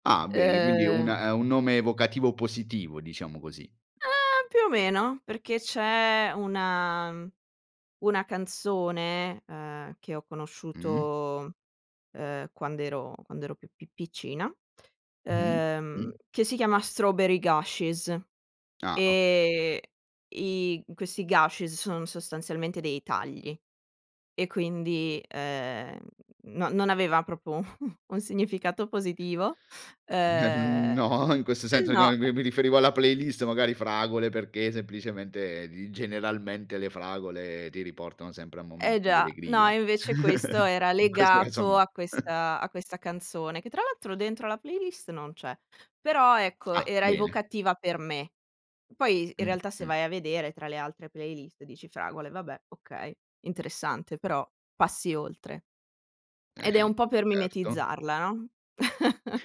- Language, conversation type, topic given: Italian, podcast, In che modo la musica ti aiuta nei momenti difficili?
- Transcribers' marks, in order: other background noise; tapping; drawn out: "Ehm!"; in English: "gashes"; "proprio" said as "propo"; chuckle; laughing while speaking: "Nel mhmm, no"; other noise; chuckle; laughing while speaking: "In questo caso no"; chuckle; chuckle